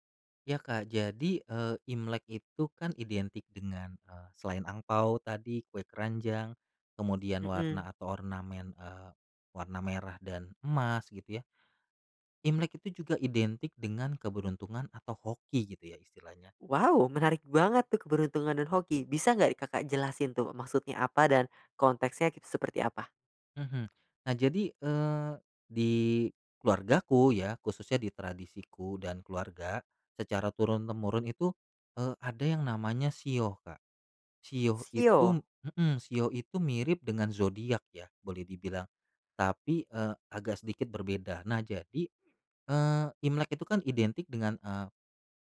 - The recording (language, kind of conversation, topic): Indonesian, podcast, Ceritakan tradisi keluarga apa yang selalu membuat suasana rumah terasa hangat?
- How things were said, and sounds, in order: other background noise